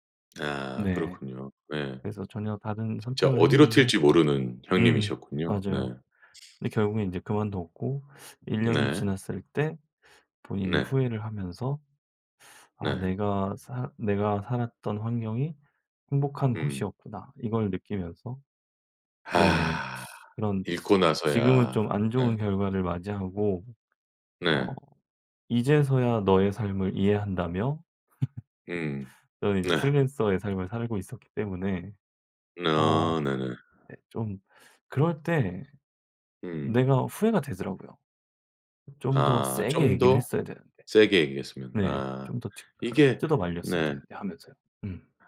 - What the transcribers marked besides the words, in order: tapping; other background noise; laugh
- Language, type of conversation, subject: Korean, podcast, 가족에게 진실을 말하기는 왜 어려울까요?